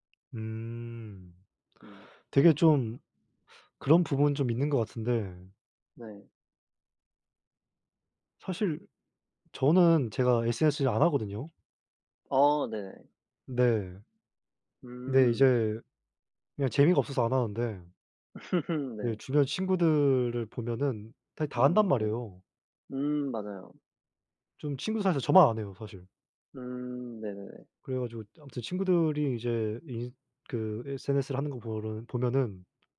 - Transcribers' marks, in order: other background noise; laugh
- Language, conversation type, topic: Korean, unstructured, 돈과 행복은 어떤 관계가 있다고 생각하나요?